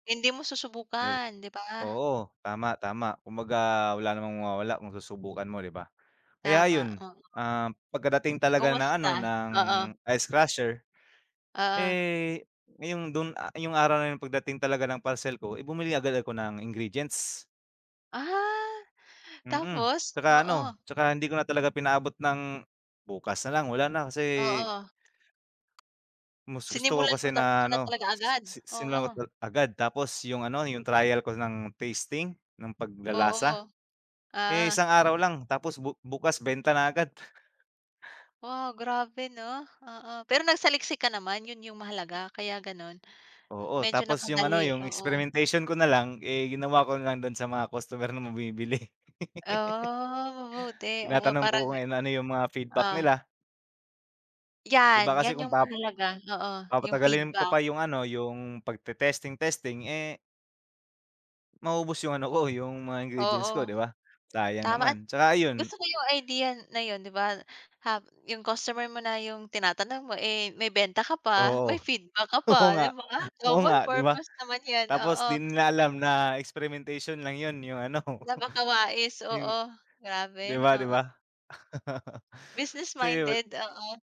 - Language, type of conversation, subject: Filipino, unstructured, Ano ang pinakakapana-panabik na bahagi ng pagtupad sa pangarap mo?
- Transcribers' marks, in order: other background noise; tapping; chuckle; in English: "experimentation"; laugh; laughing while speaking: "Oo nga"; in English: "experimentation"; laughing while speaking: "ano"; chuckle